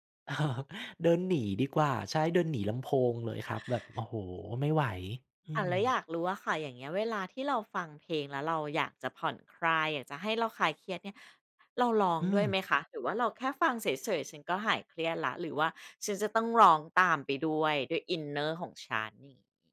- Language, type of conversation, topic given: Thai, podcast, ดนตรีช่วยให้คุณผ่านช่วงเวลาที่ยากลำบากมาได้อย่างไร?
- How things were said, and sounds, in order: chuckle; tapping